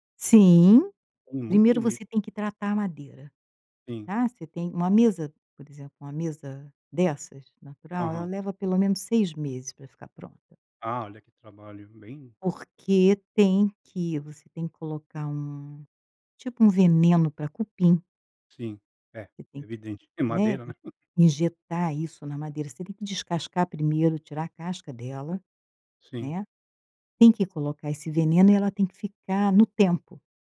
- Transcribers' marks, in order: tapping; chuckle
- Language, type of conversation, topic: Portuguese, podcast, Você pode me contar uma história que define o seu modo de criar?